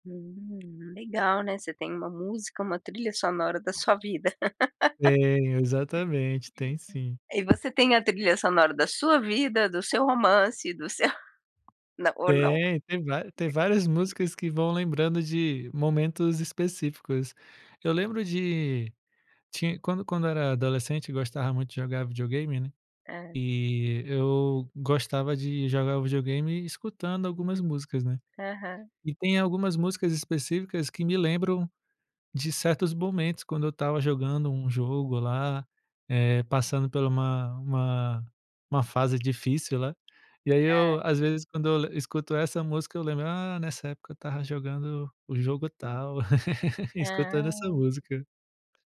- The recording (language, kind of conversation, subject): Portuguese, podcast, Como você descobriu seu gosto musical?
- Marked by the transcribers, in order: tapping; laugh; throat clearing; throat clearing; laugh